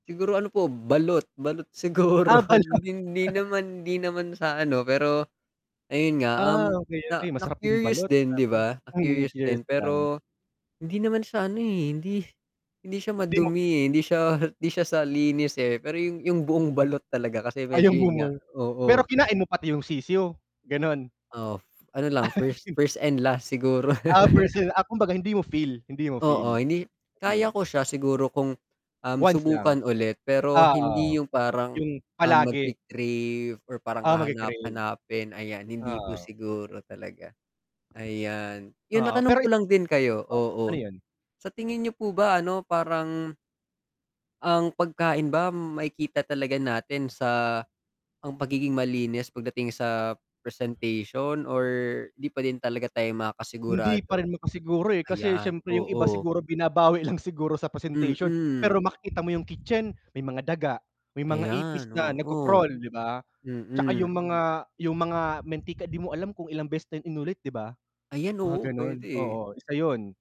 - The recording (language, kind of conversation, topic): Filipino, unstructured, Ano ang masasabi mo tungkol sa mga pagkaing hindi mukhang malinis?
- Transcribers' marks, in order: static; laughing while speaking: "siguro"; chuckle; wind; distorted speech; scoff; laugh; laugh; other background noise; scoff